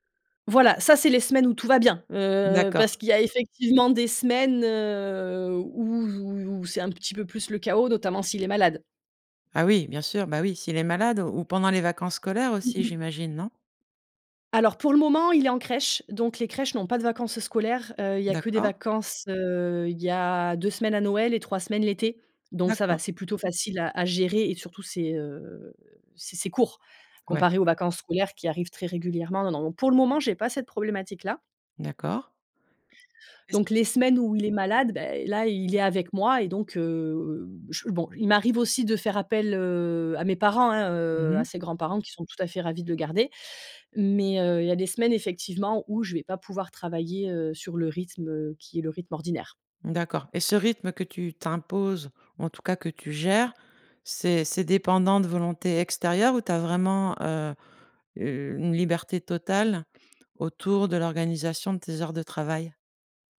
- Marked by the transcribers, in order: drawn out: "heu"; tapping
- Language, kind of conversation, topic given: French, podcast, Comment trouves-tu l’équilibre entre ta vie professionnelle et ta vie personnelle ?